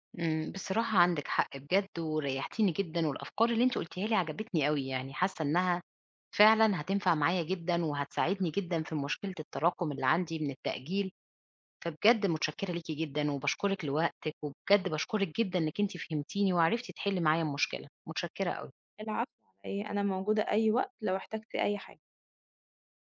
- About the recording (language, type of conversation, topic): Arabic, advice, إزاي بتأجّل المهام المهمة لآخر لحظة بشكل متكرر؟
- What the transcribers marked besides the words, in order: none